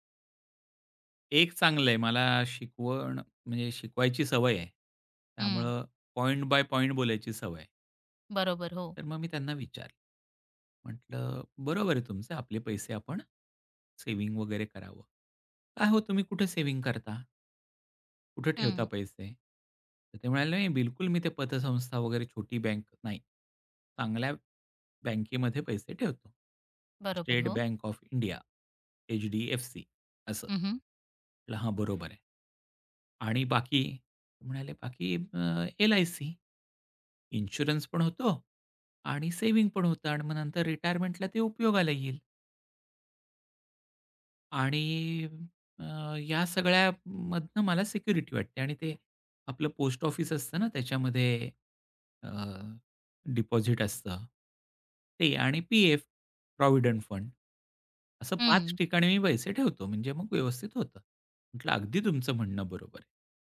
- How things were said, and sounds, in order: in English: "पॉइंट बाय पॉइंट"; tapping; other background noise; in English: "पीएफ प्रॉव्हिडंट फंड"
- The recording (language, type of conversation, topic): Marathi, podcast, इतरांचं ऐकूनही ठाम कसं राहता?